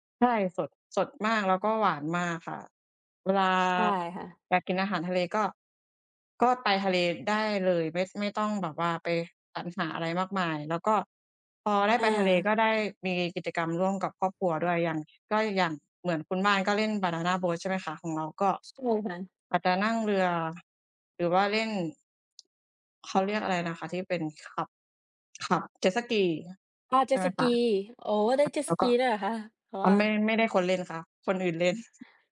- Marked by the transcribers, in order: other background noise; tapping; chuckle
- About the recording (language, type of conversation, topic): Thai, unstructured, คุณเคยมีประสบการณ์สนุกๆ กับครอบครัวไหม?